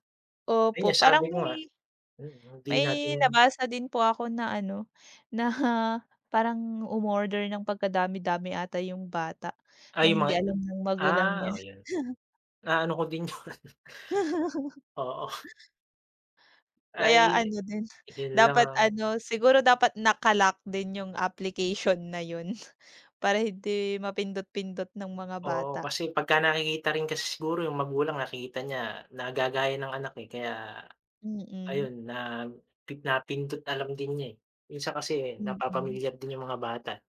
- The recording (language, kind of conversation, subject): Filipino, unstructured, Paano sa tingin mo makakatulong ang teknolohiya sa pagsugpo ng kahirapan?
- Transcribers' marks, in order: other background noise; chuckle